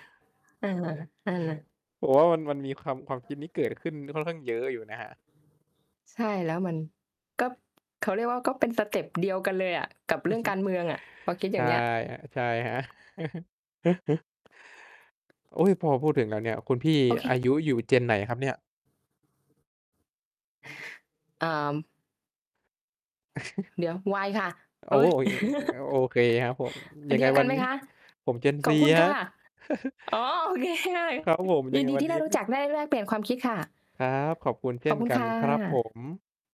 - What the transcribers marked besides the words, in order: distorted speech; tapping; laugh; chuckle; chuckle; other background noise; laughing while speaking: "โอเคค่ะ"; chuckle
- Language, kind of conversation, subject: Thai, unstructured, คุณคิดว่าประชาชนควรมีส่วนร่วมทางการเมืองมากแค่ไหน?